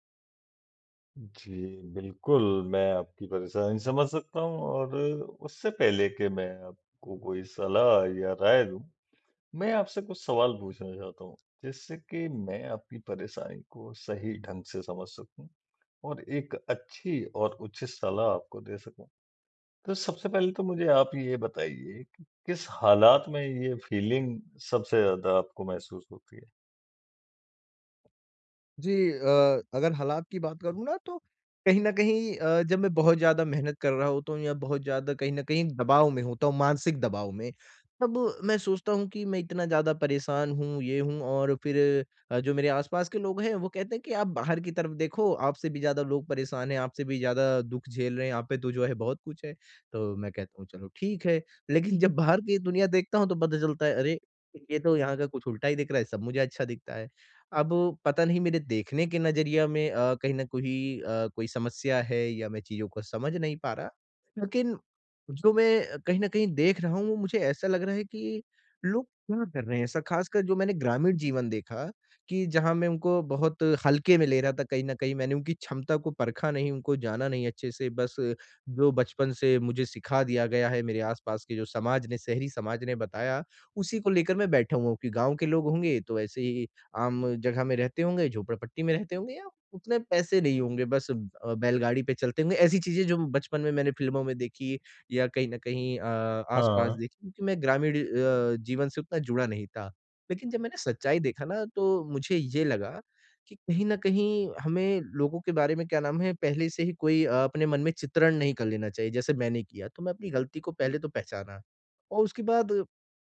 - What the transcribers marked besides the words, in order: in English: "फीलिंग"; laughing while speaking: "लेकिन जब बाहर"
- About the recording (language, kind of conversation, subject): Hindi, advice, FOMO और सामाजिक दबाव